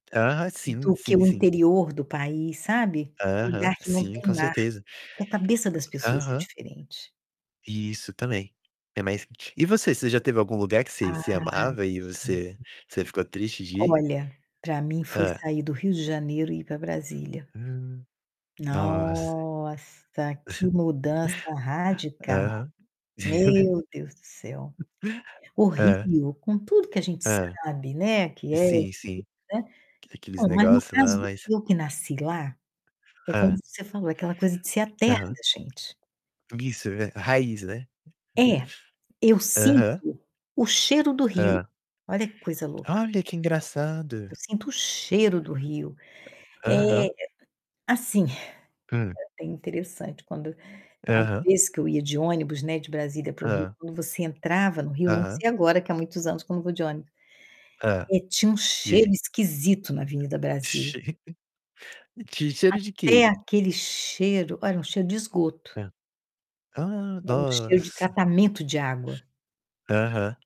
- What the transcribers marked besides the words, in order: tapping; distorted speech; unintelligible speech; static; drawn out: "Nossa"; chuckle; laugh; chuckle; chuckle; other background noise
- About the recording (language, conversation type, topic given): Portuguese, unstructured, Você já teve que se despedir de um lugar que amava? Como foi?